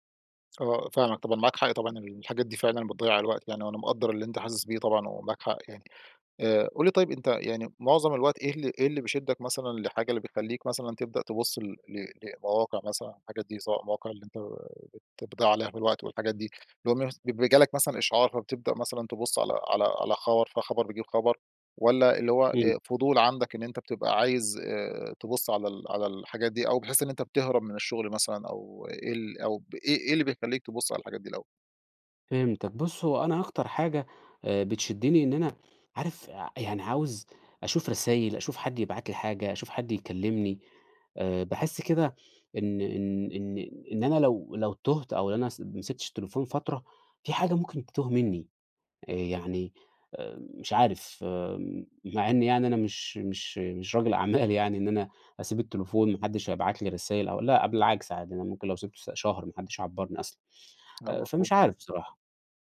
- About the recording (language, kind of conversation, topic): Arabic, advice, ازاي أقدر أركز لما إشعارات الموبايل بتشتتني؟
- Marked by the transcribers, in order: laughing while speaking: "أعمال"